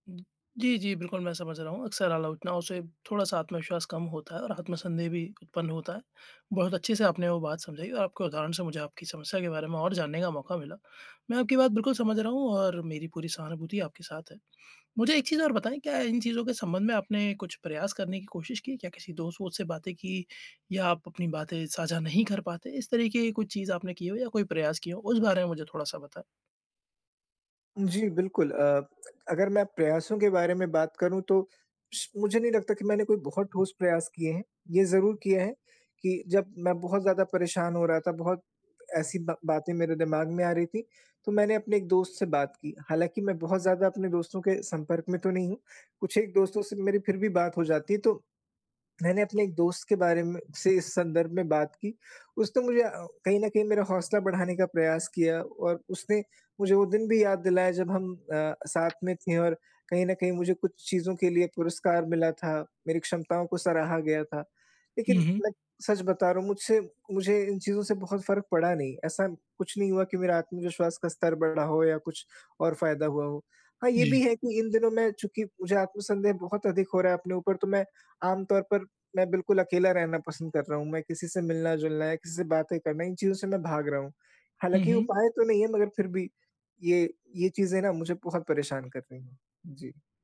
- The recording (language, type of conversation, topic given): Hindi, advice, आत्म-संदेह से निपटना और आगे बढ़ना
- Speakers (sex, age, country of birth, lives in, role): male, 25-29, India, India, user; male, 30-34, India, India, advisor
- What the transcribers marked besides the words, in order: lip smack; other background noise